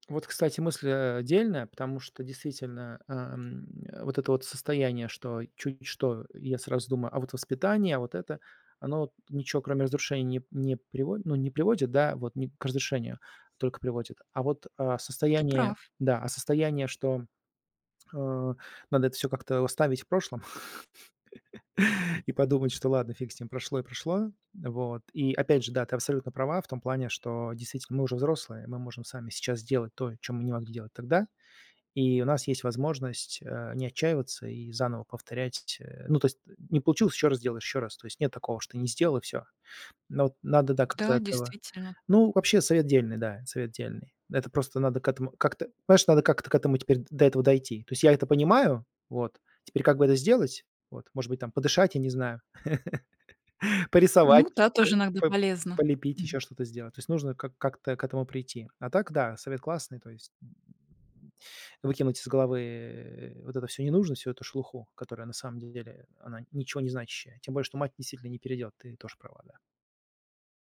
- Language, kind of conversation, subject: Russian, advice, Какие обиды и злость мешают вам двигаться дальше?
- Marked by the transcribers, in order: chuckle; chuckle